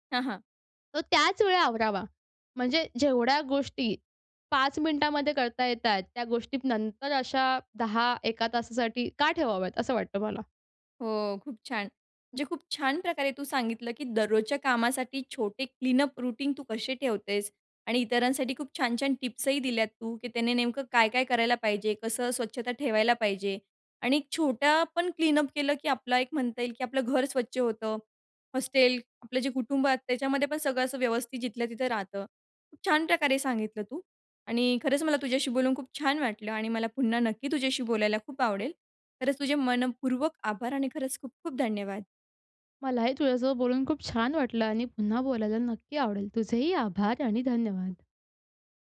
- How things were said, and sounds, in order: in English: "क्लीनअप रूटीन"; in English: "क्लीनअप"; other background noise
- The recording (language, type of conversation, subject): Marathi, podcast, दररोजच्या कामासाठी छोटा स्वच्छता दिनक्रम कसा असावा?